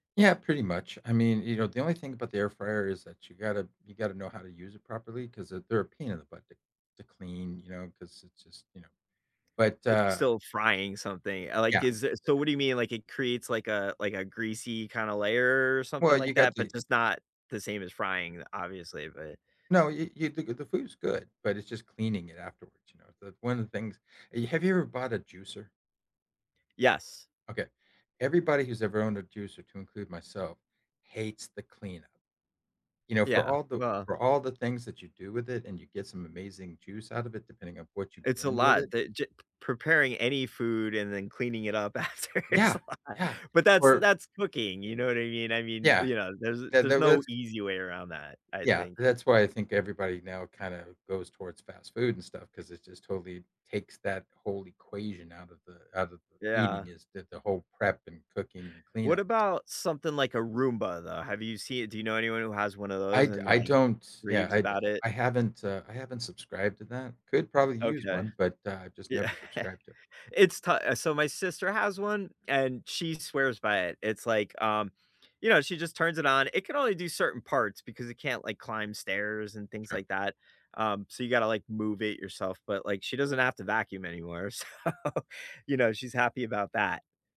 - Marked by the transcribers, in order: laughing while speaking: "after is a lot"; tapping; other background noise; laughing while speaking: "Yeah"; laughing while speaking: "so"
- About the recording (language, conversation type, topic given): English, unstructured, What’s a technology choice you made that changed how you spend your time?
- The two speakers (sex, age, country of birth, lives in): male, 45-49, United States, United States; male, 60-64, United States, United States